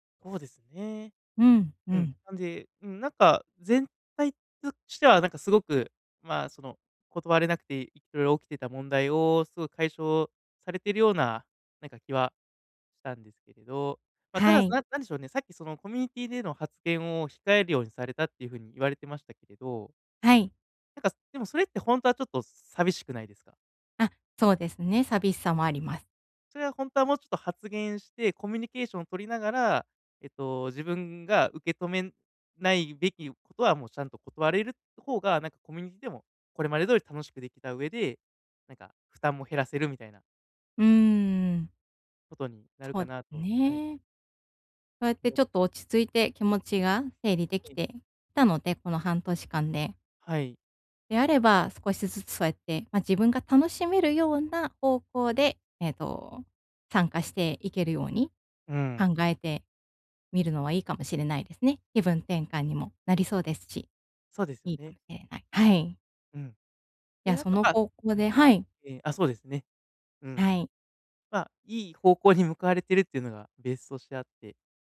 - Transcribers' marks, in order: other background noise; other noise
- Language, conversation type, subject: Japanese, advice, 人にNOと言えず負担を抱え込んでしまうのは、どんな場面で起きますか？